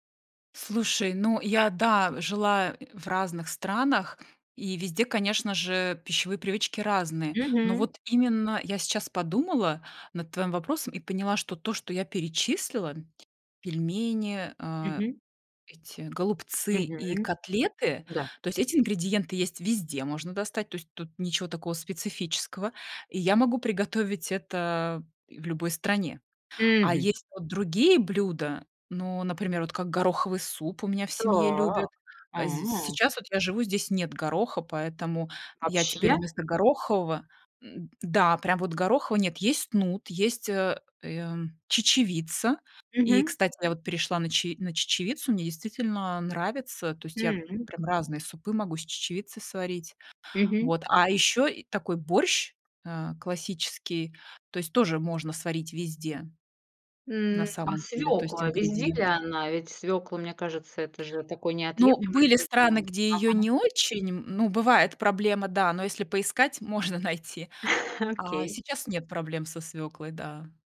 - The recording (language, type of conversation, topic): Russian, podcast, Какие блюда в вашей семье связаны с традициями и почему именно они?
- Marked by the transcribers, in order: other background noise; chuckle